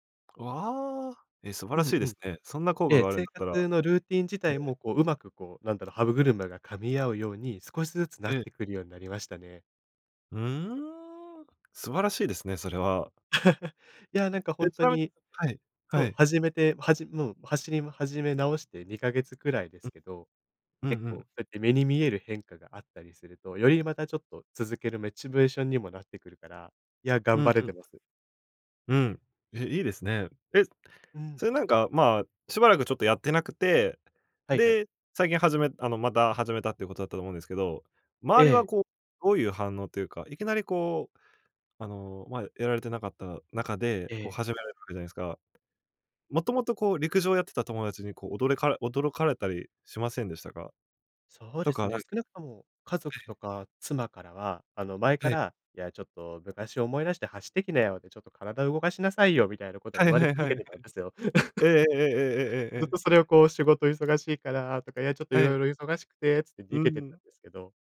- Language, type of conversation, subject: Japanese, podcast, それを始めてから、生活はどのように変わりましたか？
- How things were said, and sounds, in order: other noise; laugh; other background noise; "モチベーション" said as "メチベーション"; tapping; laugh